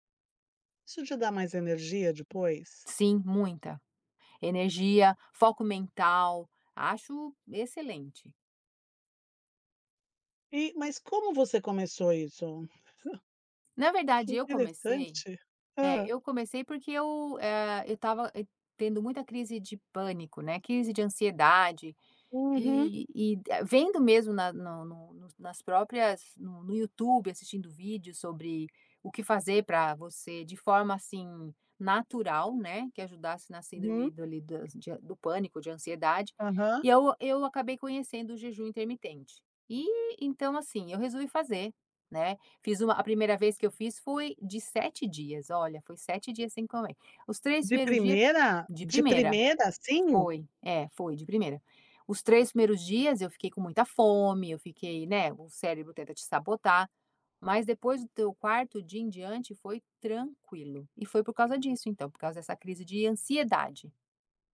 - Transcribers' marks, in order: chuckle
- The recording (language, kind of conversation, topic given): Portuguese, podcast, Como você encaixa o autocuidado na correria do dia a dia?